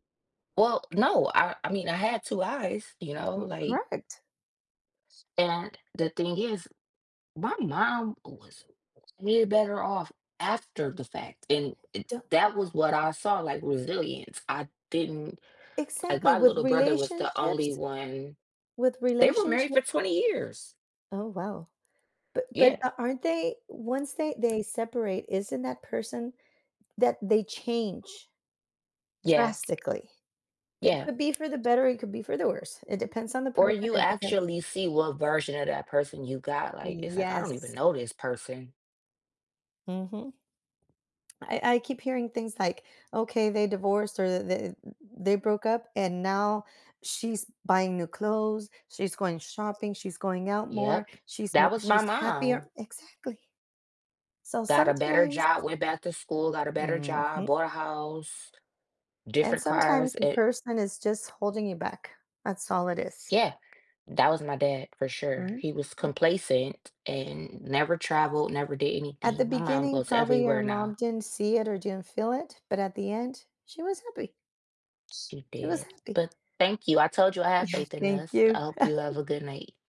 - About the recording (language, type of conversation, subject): English, unstructured, How do relationships shape our sense of self and identity?
- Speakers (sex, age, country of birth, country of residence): female, 35-39, United States, United States; female, 45-49, United States, United States
- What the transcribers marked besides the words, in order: tapping; other background noise; laughing while speaking: "Yeah"; chuckle